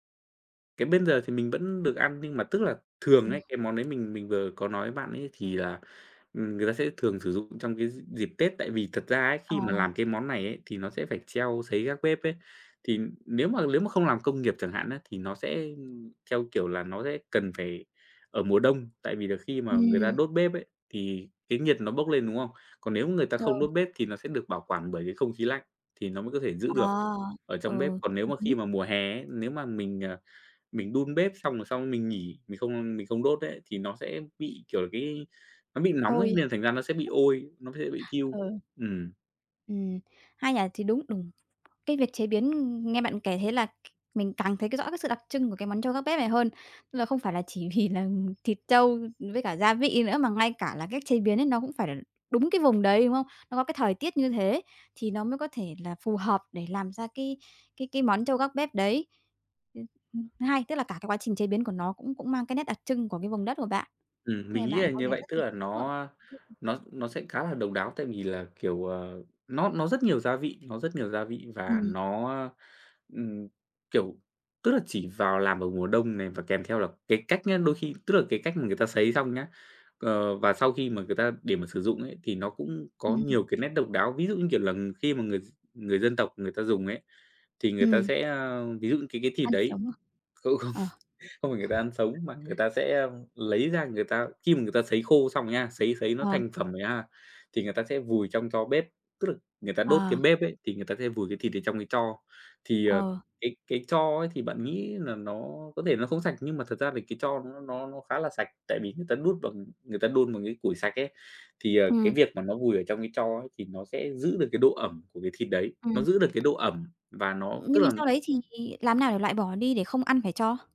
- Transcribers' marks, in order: tapping; "nếu" said as "lếu"; other background noise; laughing while speaking: "vì là"; unintelligible speech; laughing while speaking: "không, không"; chuckle
- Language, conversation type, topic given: Vietnamese, podcast, Món ăn nhà ai gợi nhớ quê hương nhất đối với bạn?